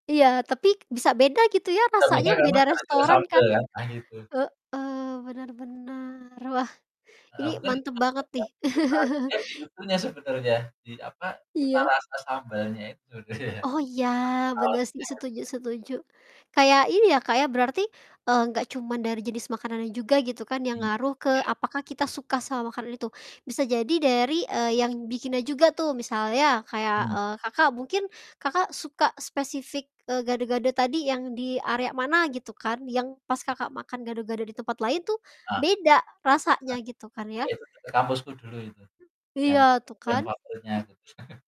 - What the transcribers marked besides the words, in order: static; other background noise; unintelligible speech; distorted speech; chuckle; laughing while speaking: "iya"; other noise; laughing while speaking: "kan"
- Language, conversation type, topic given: Indonesian, unstructured, Makanan apa yang selalu bisa membuatmu bahagia?